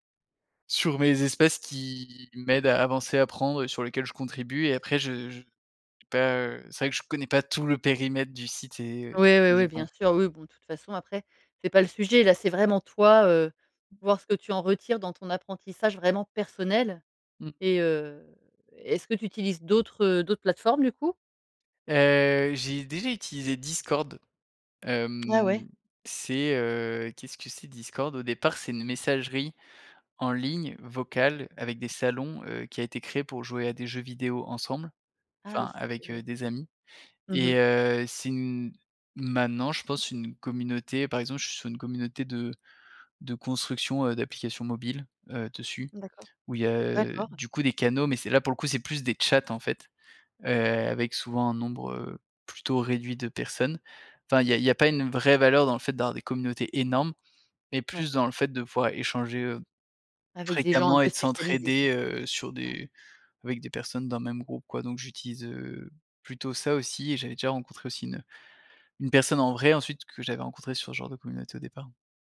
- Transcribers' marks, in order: unintelligible speech; tapping; stressed: "énormes"
- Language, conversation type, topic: French, podcast, Comment trouver des communautés quand on apprend en solo ?